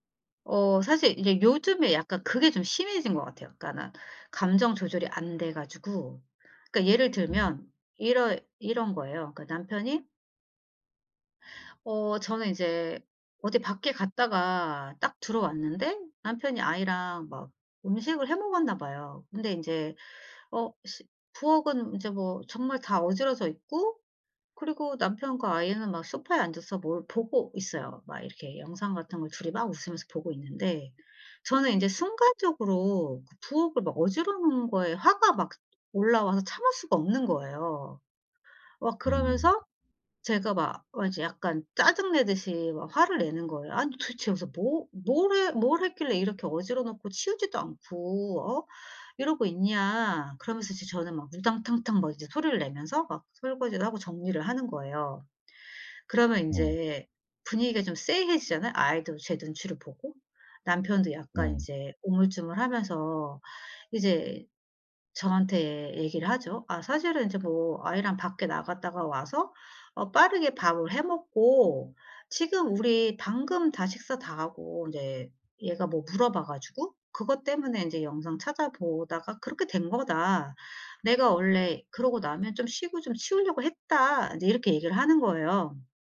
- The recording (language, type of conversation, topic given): Korean, advice, 감정을 더 잘 조절하고 상대에게 더 적절하게 반응하려면 어떻게 해야 할까요?
- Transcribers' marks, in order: other background noise